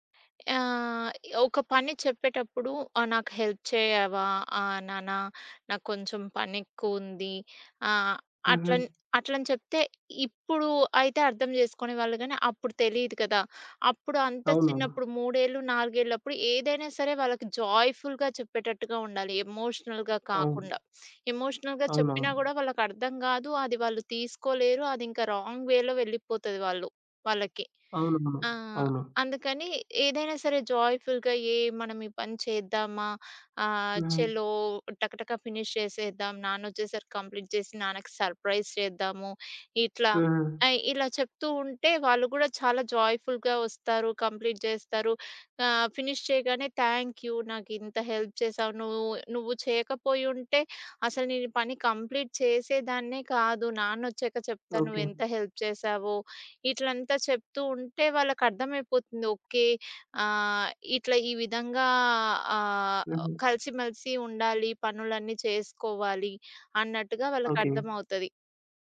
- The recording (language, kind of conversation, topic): Telugu, podcast, మీ ఇంట్లో పిల్లల పట్ల ప్రేమాభిమానాన్ని ఎలా చూపించేవారు?
- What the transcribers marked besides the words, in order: in English: "హెల్ప్"; tapping; other background noise; in English: "జాయ్‌ఫుల్‌గా"; in English: "ఎమోషనల్‌గా"; in English: "ఎమోషనల్‌గా"; in English: "రాంగ్"; in English: "జాయ్‌ఫుల్‌గా"; in Hindi: "ఛలో"; in English: "ఫినిష్"; in English: "కంప్లీట్"; in English: "సర్‌ప్రైజ్"; in English: "జాయ్‌ఫుల్‌గా"; in English: "కంప్లీట్"; in English: "ఫినిష్"; in English: "థ్యాంక్ యూ!"; in English: "హెల్ప్"; in English: "కంప్లీట్"; in English: "హెల్ప్"